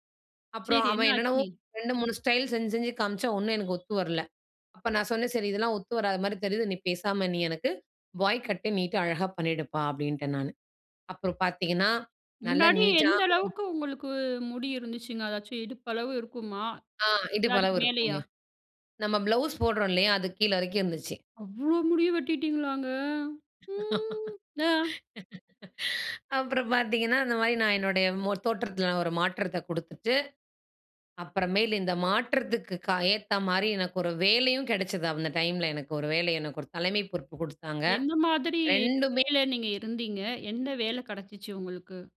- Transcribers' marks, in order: in English: "பாய் கட்டு நீட்டா"; other noise; laugh
- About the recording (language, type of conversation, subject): Tamil, podcast, உங்கள் தோற்றப் பாணிக்குத் தூண்டுகோலானவர் யார்?